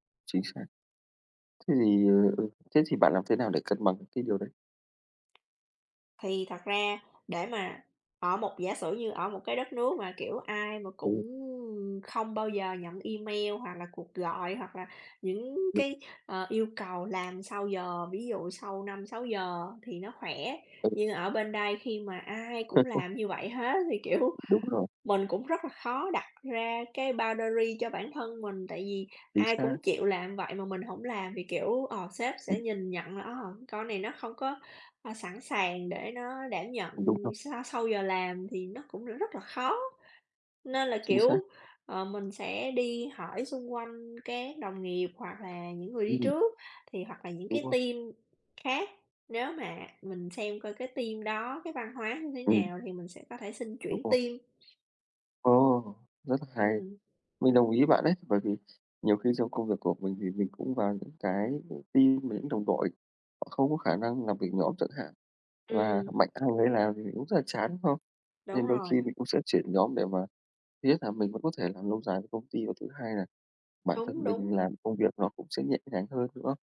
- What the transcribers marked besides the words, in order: tapping; laughing while speaking: "kiểu"; laugh; other background noise; in English: "boundary"; in English: "team"; in English: "team"; in English: "team"; in English: "team"
- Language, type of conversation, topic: Vietnamese, unstructured, Bạn mong muốn đạt được điều gì trong 5 năm tới?